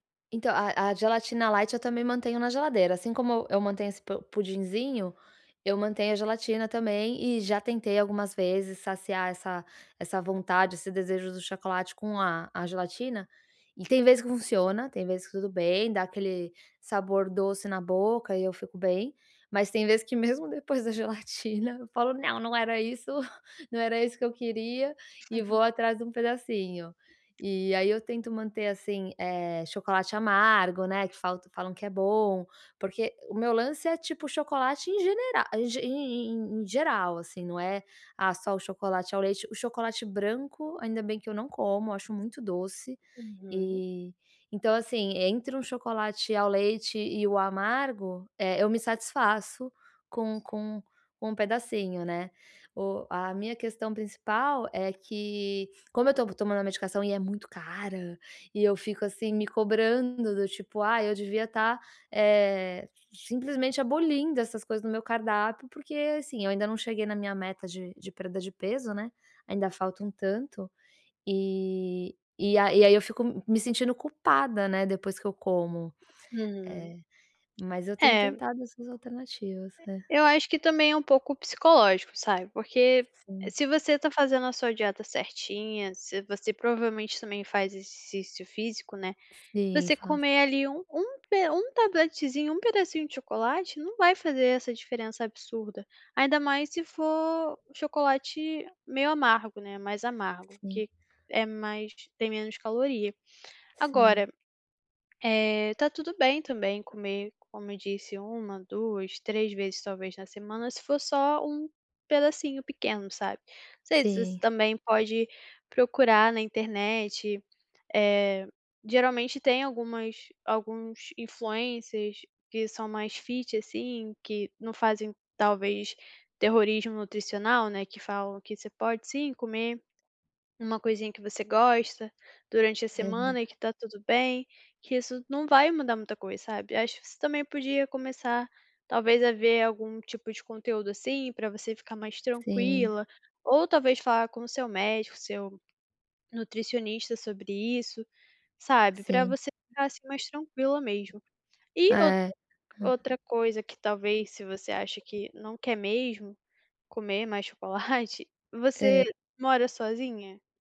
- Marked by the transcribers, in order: in English: "light"; laughing while speaking: "gelatina"; put-on voice: "Não"; chuckle; tapping; other background noise; in English: "fit"; laughing while speaking: "chocolate"
- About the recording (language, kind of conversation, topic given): Portuguese, advice, Como posso controlar os desejos por alimentos industrializados no dia a dia?